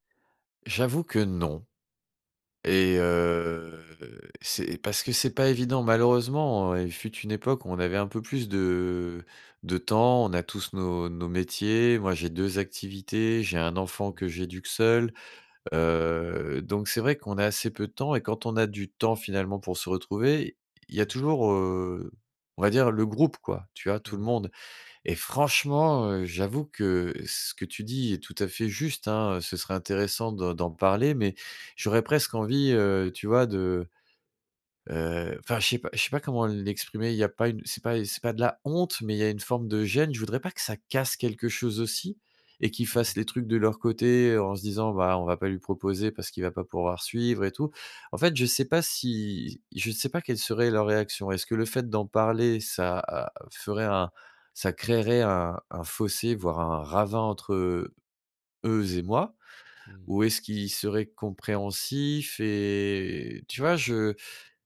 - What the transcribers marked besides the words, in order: stressed: "non"; drawn out: "heu"; drawn out: "de"; stressed: "honte"; stressed: "casse"; drawn out: "Et"
- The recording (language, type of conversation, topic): French, advice, Comment gérer la pression sociale pour dépenser lors d’événements et de sorties ?
- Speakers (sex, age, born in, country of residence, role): male, 30-34, France, France, advisor; male, 45-49, France, France, user